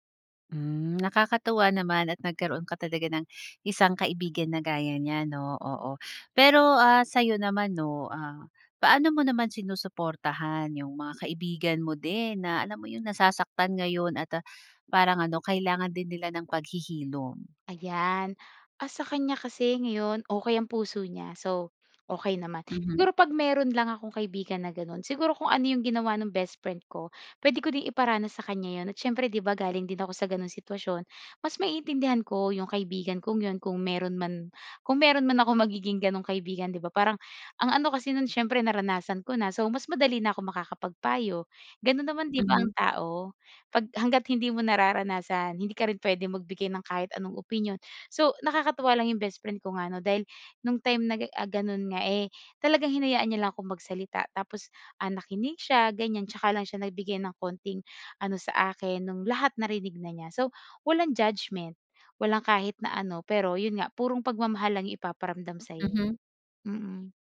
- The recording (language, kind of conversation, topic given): Filipino, podcast, Ano ang papel ng mga kaibigan sa paghilom mo?
- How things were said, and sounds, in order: none